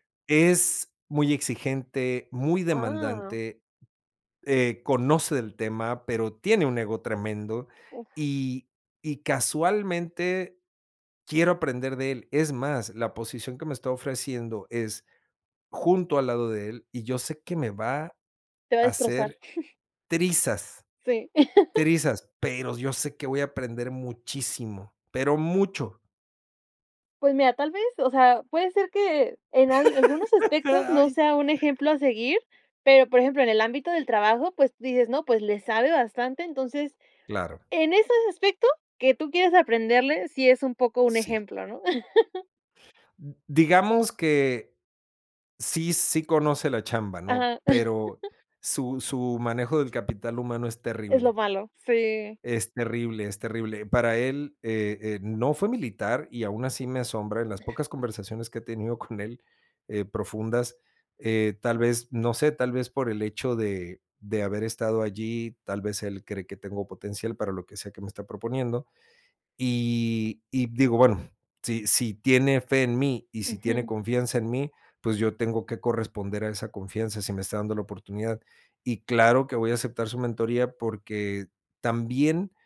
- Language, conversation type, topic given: Spanish, podcast, ¿Qué esperas de un buen mentor?
- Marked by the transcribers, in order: chuckle; laugh; laugh; laugh; laugh; other background noise; chuckle